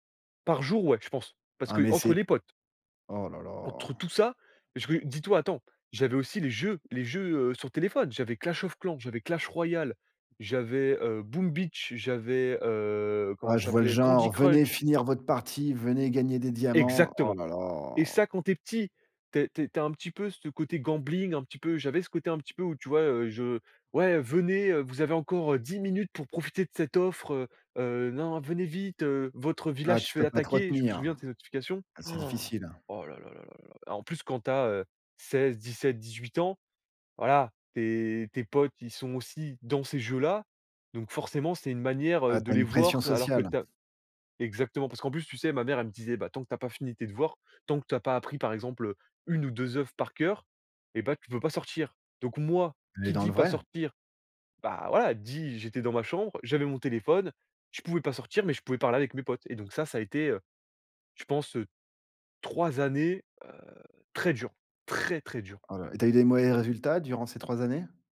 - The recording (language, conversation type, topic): French, podcast, Comment gères-tu les notifications sans perdre ta concentration ?
- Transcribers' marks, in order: in English: "gambling"; other background noise; gasp; stressed: "très"; tapping